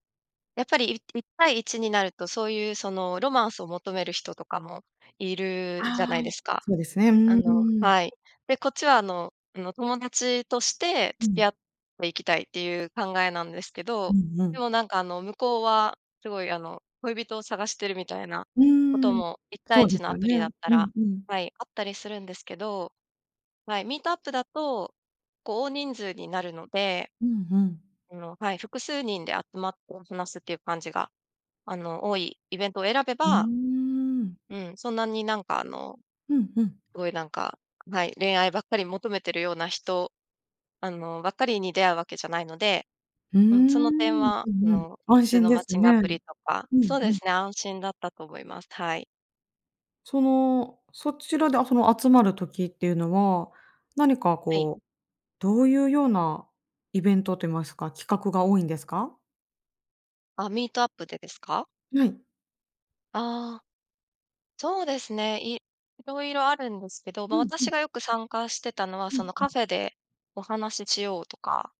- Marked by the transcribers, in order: in English: "ミートアップ"
- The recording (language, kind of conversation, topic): Japanese, podcast, 新しい街で友達を作るには、どうすればいいですか？